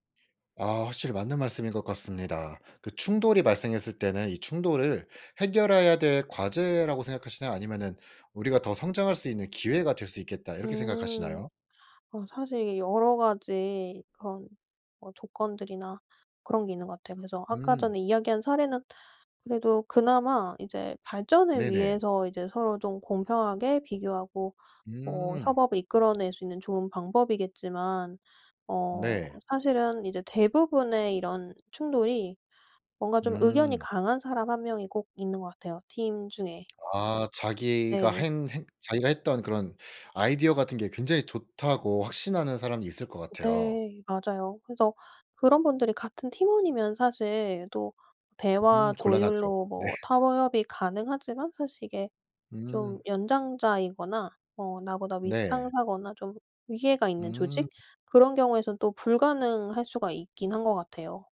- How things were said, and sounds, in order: other background noise; laughing while speaking: "네"
- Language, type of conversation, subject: Korean, podcast, 협업 중 의견이 충돌하면 보통 어떻게 해결하세요?